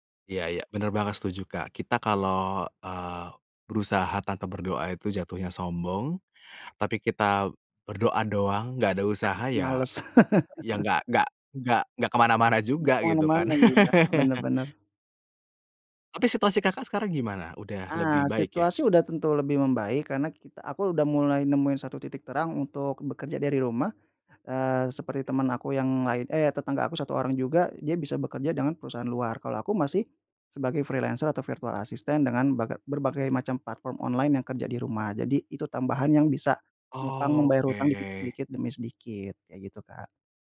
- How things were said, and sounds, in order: laugh; laugh; in English: "freelancer"; in English: "virtual assistant"
- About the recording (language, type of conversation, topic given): Indonesian, podcast, Bagaimana kamu belajar memaafkan diri sendiri setelah membuat kesalahan besar?